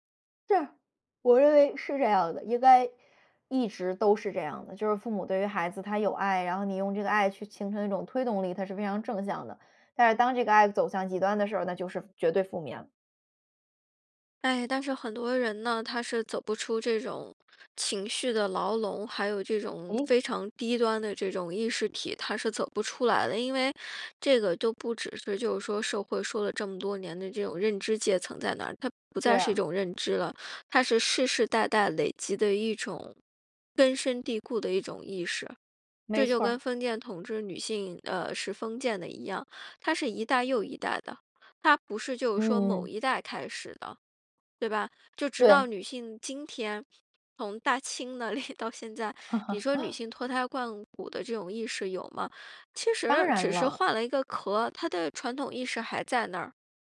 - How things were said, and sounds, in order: laughing while speaking: "那里"; laugh
- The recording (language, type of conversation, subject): Chinese, podcast, 爸妈对你最大的期望是什么?
- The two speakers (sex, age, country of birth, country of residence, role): female, 20-24, China, United States, guest; female, 35-39, China, United States, host